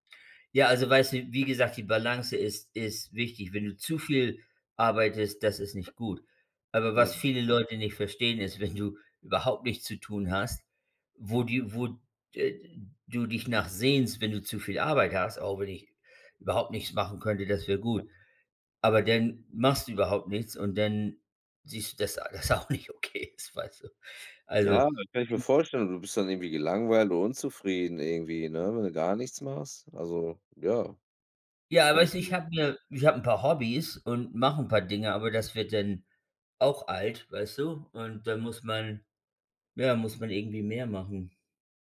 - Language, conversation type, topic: German, unstructured, Wie findest du eine gute Balance zwischen Arbeit und Privatleben?
- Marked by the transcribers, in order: laughing while speaking: "wenn du"; laughing while speaking: "dass dass alles auch nicht okay ist, weißt du"